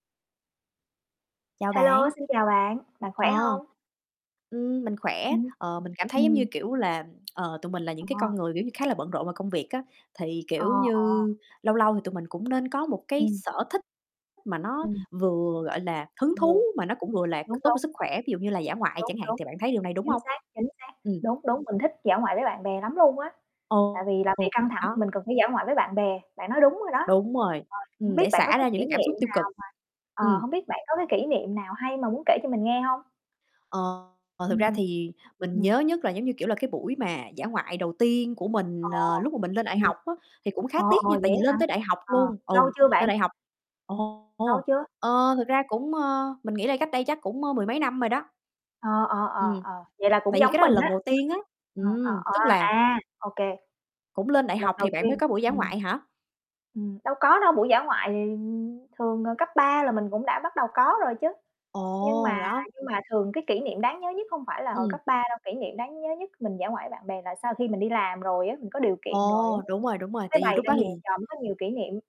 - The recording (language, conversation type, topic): Vietnamese, unstructured, Kỷ niệm đáng nhớ nhất của bạn trong một buổi dã ngoại với bạn bè là gì?
- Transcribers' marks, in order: static; other background noise; tapping; mechanical hum; distorted speech; unintelligible speech